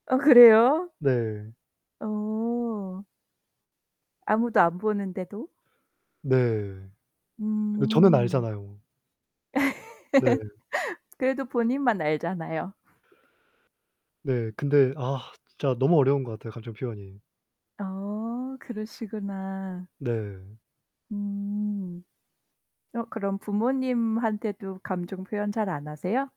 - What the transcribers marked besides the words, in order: other background noise; laugh; static
- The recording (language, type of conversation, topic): Korean, unstructured, 연애에서 가장 중요한 것은 무엇이라고 생각하세요?